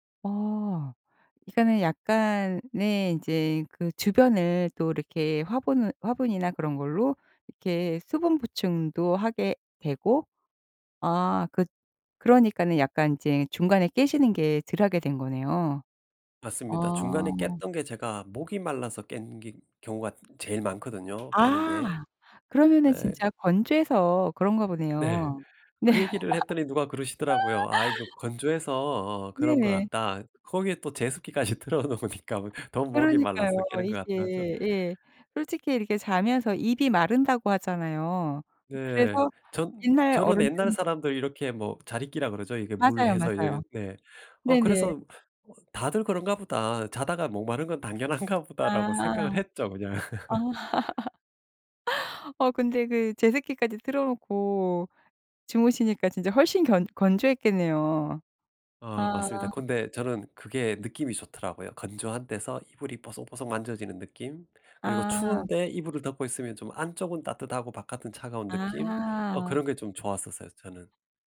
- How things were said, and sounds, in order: other background noise; tapping; laughing while speaking: "네"; laugh; laughing while speaking: "제습기까지 틀어 놓으니까"; laughing while speaking: "당연한가"; laugh
- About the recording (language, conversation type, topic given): Korean, podcast, 수면 리듬을 회복하려면 어떻게 해야 하나요?
- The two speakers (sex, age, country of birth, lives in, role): female, 55-59, South Korea, United States, host; male, 50-54, South Korea, United States, guest